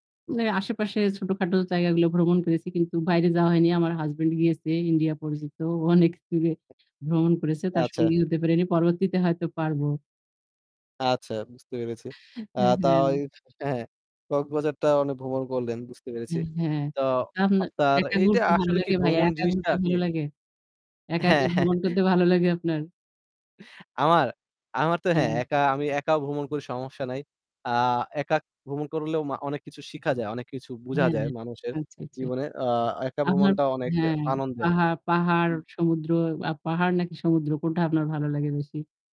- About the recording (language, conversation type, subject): Bengali, unstructured, আপনি ভ্রমণ করতে সবচেয়ে বেশি কোন জায়গায় যেতে চান?
- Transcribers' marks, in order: static; chuckle; distorted speech; scoff